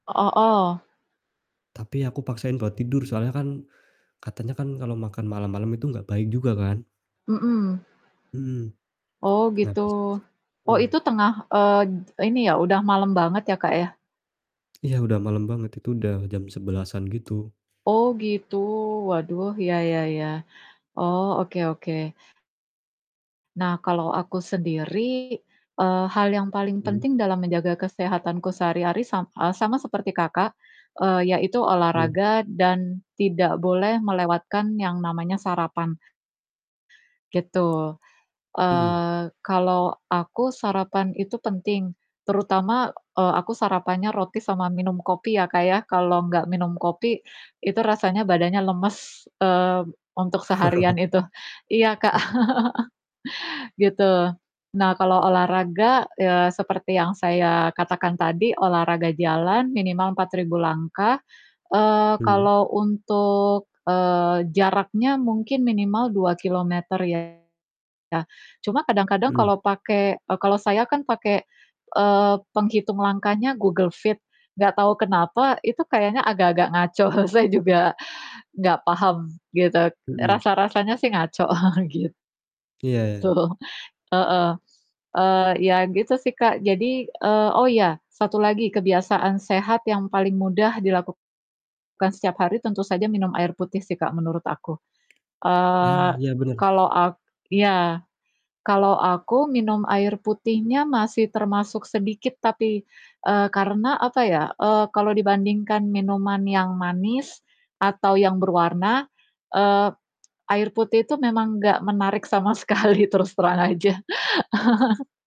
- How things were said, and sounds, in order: static; tapping; distorted speech; other background noise; chuckle; laugh; laughing while speaking: "ngaco"; laugh; laughing while speaking: "Gitu"; laughing while speaking: "sekali, terus terang aja"; laugh
- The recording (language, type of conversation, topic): Indonesian, unstructured, Apa hal yang paling penting untuk menjaga kesehatan sehari-hari?
- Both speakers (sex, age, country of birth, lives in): female, 40-44, Indonesia, Indonesia; male, 25-29, Indonesia, Indonesia